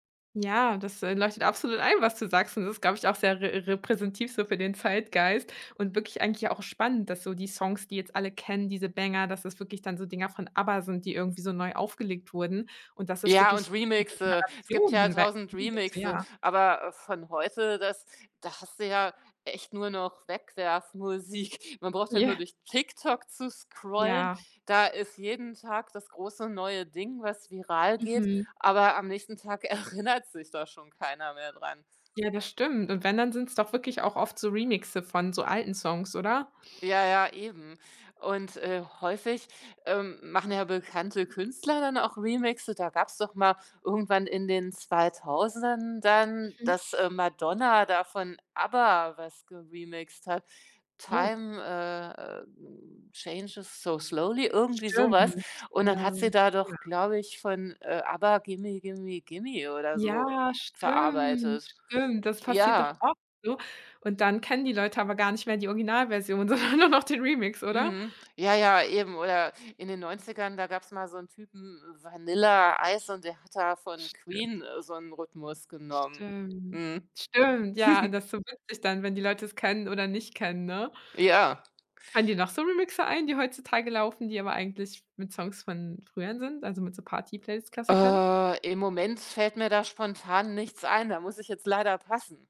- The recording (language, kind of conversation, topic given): German, podcast, Wie stellst du eine Party-Playlist zusammen, die allen gefällt?
- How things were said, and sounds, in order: "repräsentativ" said as "repräsentiv"; unintelligible speech; laughing while speaking: "Musik"; laughing while speaking: "erinnert"; siren; other background noise; drawn out: "Ja, stimmt"; laughing while speaking: "sondern nur noch"; drawn out: "Stimmt"; chuckle; drawn out: "Äh"